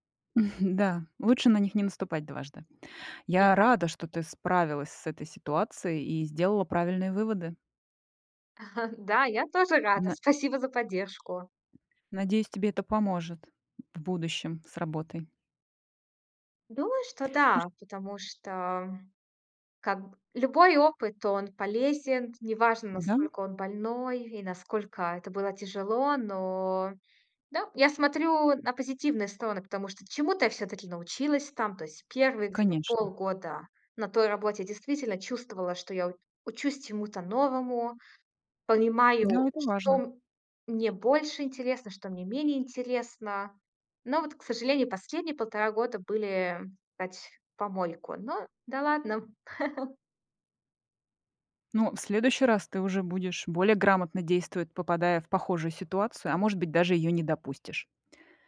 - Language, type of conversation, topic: Russian, podcast, Как понять, что пора менять работу?
- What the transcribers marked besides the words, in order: chuckle; chuckle; tapping; chuckle